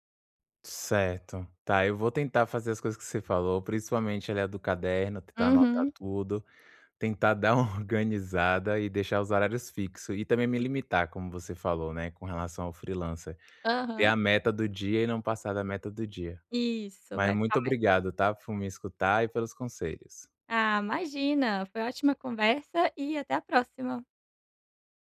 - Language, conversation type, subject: Portuguese, advice, Como posso organizar melhor meu dia quando me sinto sobrecarregado com compromissos diários?
- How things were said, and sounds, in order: other noise